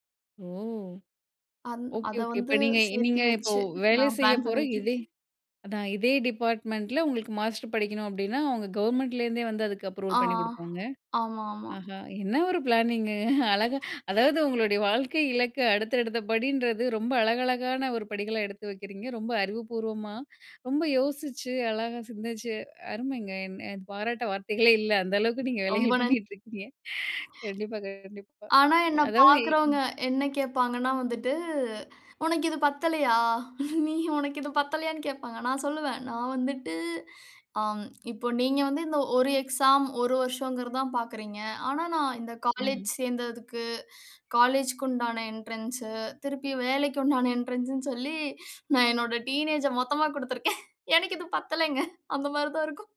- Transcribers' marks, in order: chuckle; in English: "டிபார்ட்மெண்டில"; in English: "மாஸ்டர்"; in English: "அப்ரூவல்"; laughing while speaking: "ஆஹா! என்ன ஒரு பிளானிங் அழகா"; in English: "பிளானிங்"; other noise; laughing while speaking: "பாராட்ட வார்த்தைகளே இல்ல! அந்த அளவுக்கு நீங்க வேலைகள் பண்ணீட்டு இருக்கீங்க"; laughing while speaking: "நீ உனக்கு இது பத்தலையான்னு கேட்பாங்க. நான் சொல்லுவேன்"; in English: "என்ட்ரன்ஸ்"; in English: "என்ட்ரன்ஸ்ன்னு"; in English: "டீனேஜ"; laughing while speaking: "மொத்தமா குடுத்திருக்கேன். எனக்கு இது பத்தலங்க. அந்த மாரி தான் இருக்கும்"
- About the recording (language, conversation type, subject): Tamil, podcast, உங்கள் வாழ்க்கை இலக்குகளை அடைவதற்கு சிறிய அடுத்த படி என்ன?